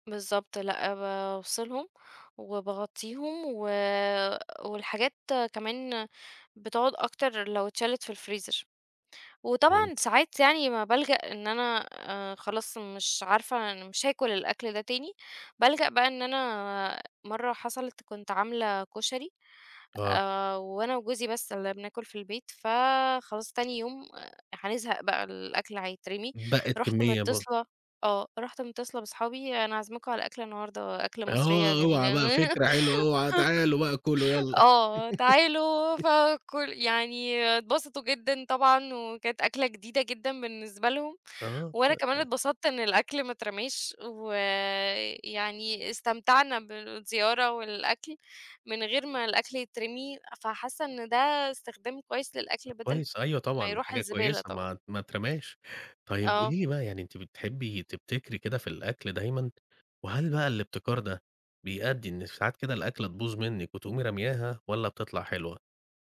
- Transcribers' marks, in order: laugh; laugh; unintelligible speech
- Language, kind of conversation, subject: Arabic, podcast, إزاي بتتعامل مع بقايا الأكل في البيت؟